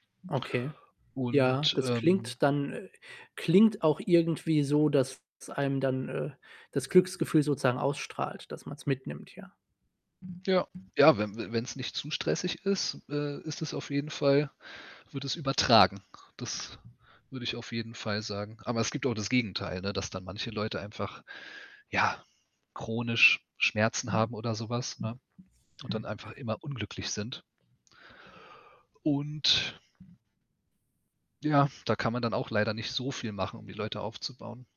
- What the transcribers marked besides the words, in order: static; other background noise
- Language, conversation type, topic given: German, unstructured, Was bedeutet Glück im Alltag für dich?